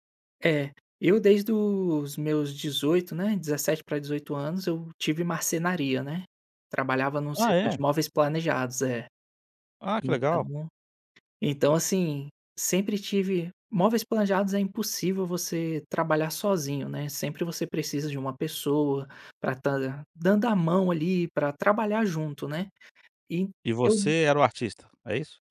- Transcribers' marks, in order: none
- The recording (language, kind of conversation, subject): Portuguese, podcast, Como dar um feedback difícil sem perder a confiança da outra pessoa?